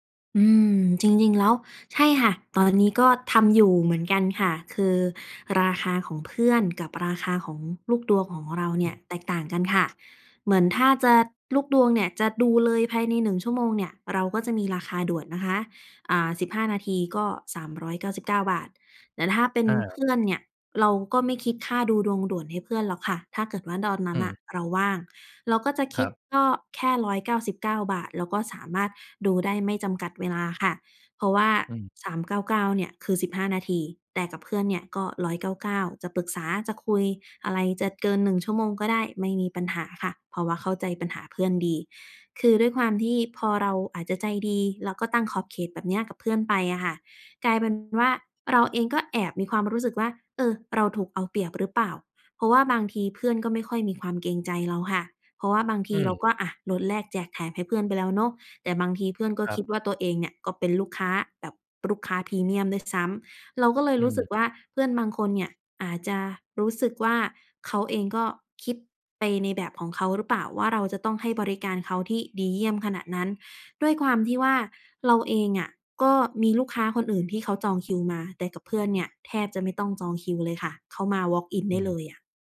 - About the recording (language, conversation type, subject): Thai, advice, ควรตั้งขอบเขตกับเพื่อนที่ขอความช่วยเหลือมากเกินไปอย่างไร?
- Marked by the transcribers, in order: tapping; "ตอนนั้น" said as "ดอนนั้น"